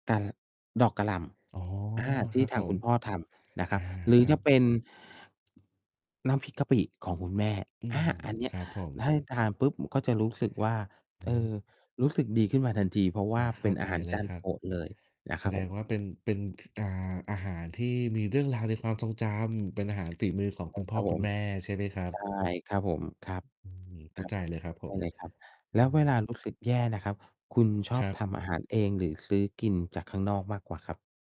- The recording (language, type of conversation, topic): Thai, unstructured, คุณเคยมีช่วงเวลาที่อาหารช่วยปลอบใจคุณไหม?
- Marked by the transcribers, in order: distorted speech; tapping; other noise